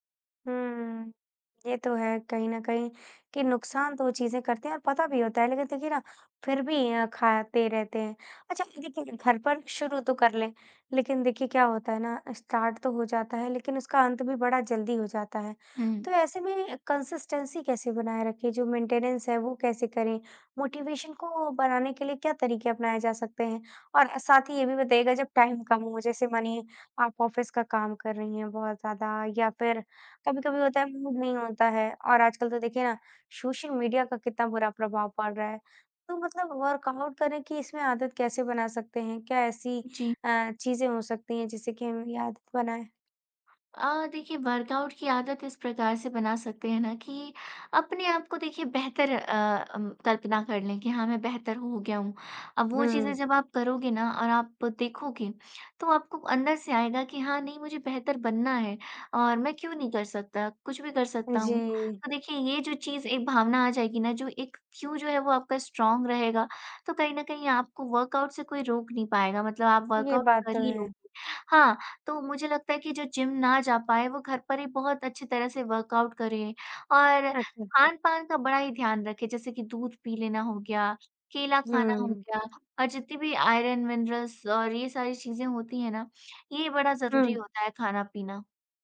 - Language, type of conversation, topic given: Hindi, podcast, जिम नहीं जा पाएं तो घर पर व्यायाम कैसे करें?
- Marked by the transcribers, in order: in English: "स्टार्ट"; in English: "कंसिस्टेंसी"; in English: "मेंटेनेंस"; in English: "मोटिवेशन"; in English: "टाइम"; in English: "ऑफ़िस"; in English: "मूड"; tapping; in English: "वर्कआउट"; in English: "वर्कआउट"; in English: "स्ट्रॉन्ग"; in English: "वर्कआउट"; in English: "वर्कआउट"; in English: "वर्कआउट"; in English: "मिनरल्स"